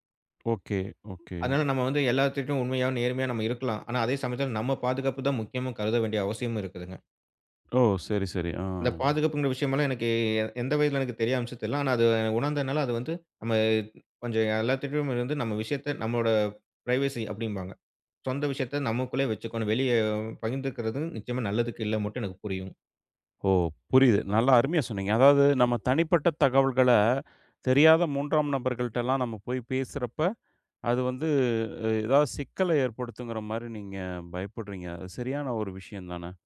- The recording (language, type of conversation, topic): Tamil, podcast, மற்றவர்களுடன் உங்களை ஒப்பிடும் பழக்கத்தை நீங்கள் எப்படி குறைத்தீர்கள், அதற்கான ஒரு அனுபவத்தைப் பகிர முடியுமா?
- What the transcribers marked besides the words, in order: surprised: "ஓ!"; drawn out: "ஆ"; in English: "பிரைவசி"; surprised: "ஓ!"; anticipating: "நல்லா அருமையா சொன்னீங்க"; put-on voice: "அது வந்து அ ஏதாவத"